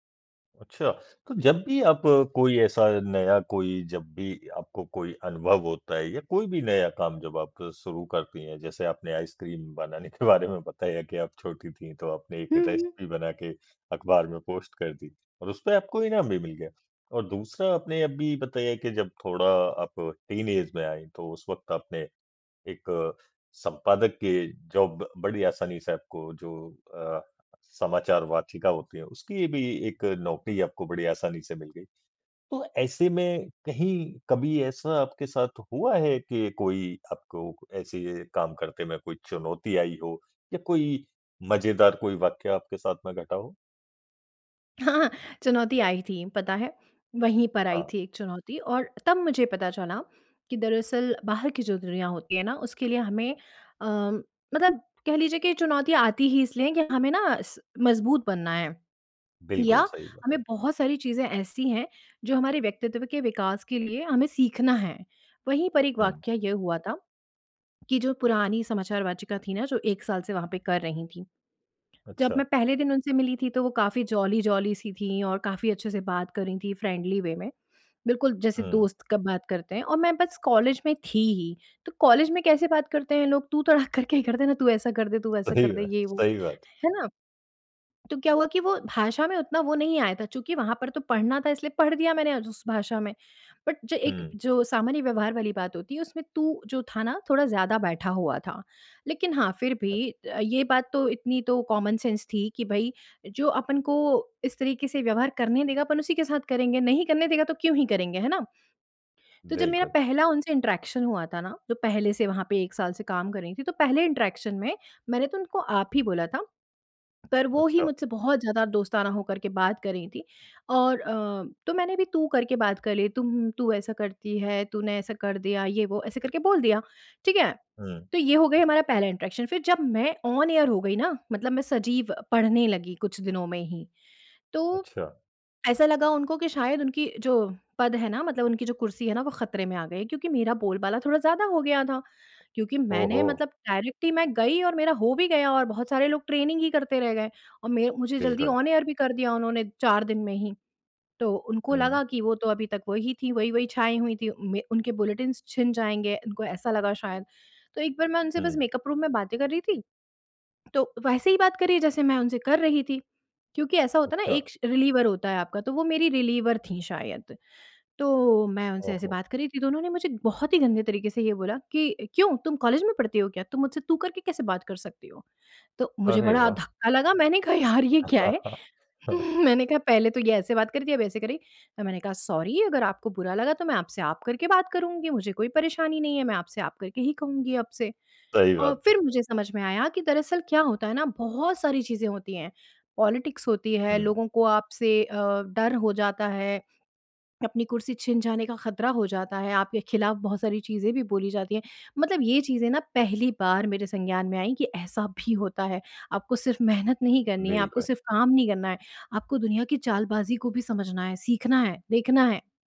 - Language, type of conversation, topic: Hindi, podcast, आपका पहला यादगार रचनात्मक अनुभव क्या था?
- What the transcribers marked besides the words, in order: laughing while speaking: "बनाने के"; in English: "रेसिपी"; in English: "टीनेज"; in English: "जॉब"; laughing while speaking: "हाँ"; tapping; in English: "जॉली-जॉली"; in English: "फ्रेंडली वे"; laughing while speaking: "तड़ाक करके ही"; laughing while speaking: "सही ब"; in English: "बट"; in English: "कॉमन सेंस"; other noise; in English: "इंटरैक्शन"; in English: "इंटरैक्शन"; in English: "इंटरैक्शन"; in English: "ऑन एयर"; in English: "डायरेक्टली"; in English: "ट्रेनिंग"; in English: "ऑन एयर"; in English: "बुलेटिन्स"; in English: "रूम"; in English: "रिलीवर"; in English: "रिलीवर"; laughing while speaking: "यार ये क्या है?"; laugh; in English: "सॉरी"; in English: "पॉलिटिक्स"